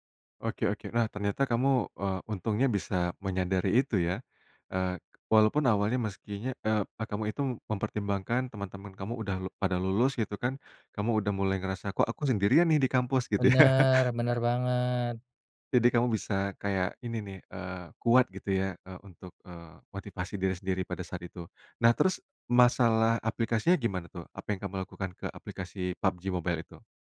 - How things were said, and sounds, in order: laughing while speaking: "ya"
- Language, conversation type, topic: Indonesian, podcast, Pernah nggak aplikasi bikin kamu malah nunda kerja?